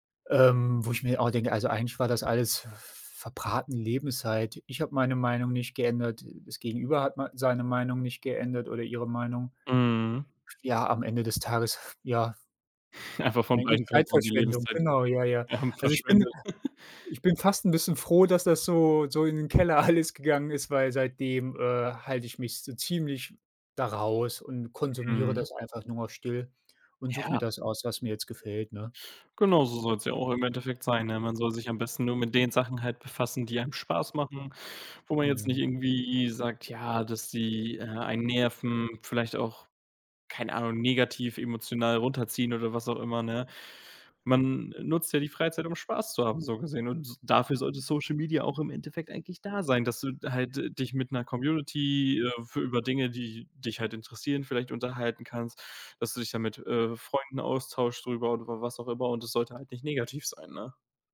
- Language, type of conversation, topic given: German, unstructured, Wie beeinflussen soziale Medien deiner Meinung nach die mentale Gesundheit?
- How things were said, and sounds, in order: unintelligible speech; chuckle; other background noise